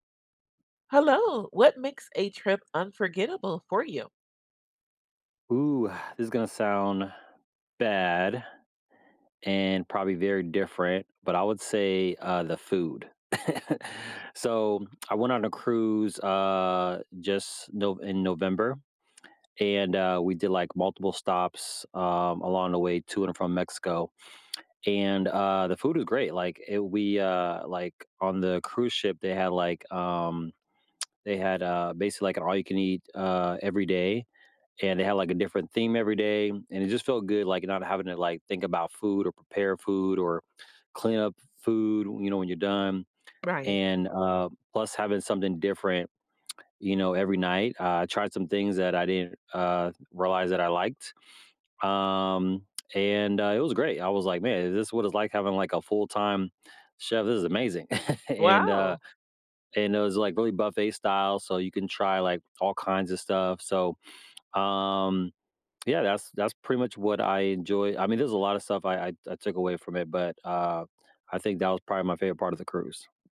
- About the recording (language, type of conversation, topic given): English, unstructured, What makes a trip unforgettable for you?
- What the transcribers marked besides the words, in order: tapping; chuckle; chuckle